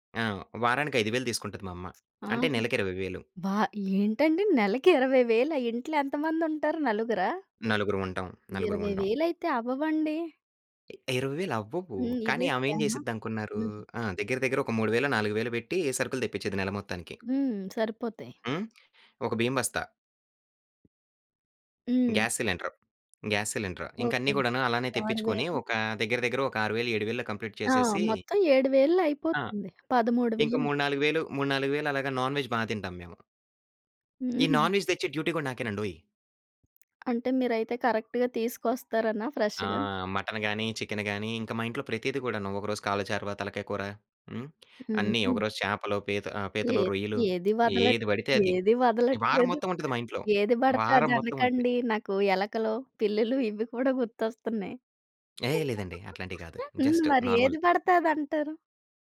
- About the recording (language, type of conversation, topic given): Telugu, podcast, కుటుంబంతో పనులను ఎలా పంచుకుంటావు?
- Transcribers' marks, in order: other background noise; other noise; in English: "స్కామా?"; in English: "గ్యాస్ సిలిండర్. గ్యాస్ సిలిండర్"; in English: "కంప్లీట్"; in English: "నాన్‌వెజ్"; in English: "నాన్ వేజ్"; in English: "డ్యూటీ"; in English: "కరెక్ట్‌గా"; in English: "ఫ్రెష్‌గా"; in English: "మటన్"; in English: "చికెన్"; lip smack; giggle; in English: "జస్ట్ నార్మల్"